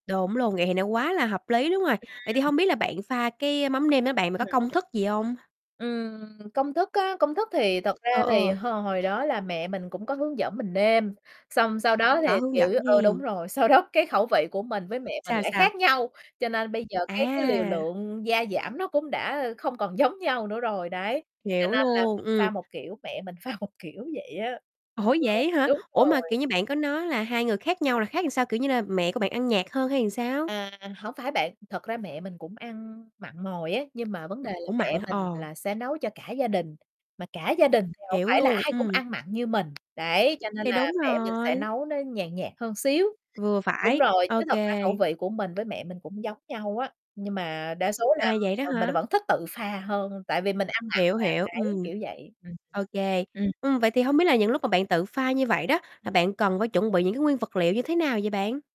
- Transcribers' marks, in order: tapping; distorted speech; other background noise; laughing while speaking: "pha"; "là" said as "ờn"
- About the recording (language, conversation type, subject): Vietnamese, podcast, Bạn có công thức nước chấm yêu thích nào không?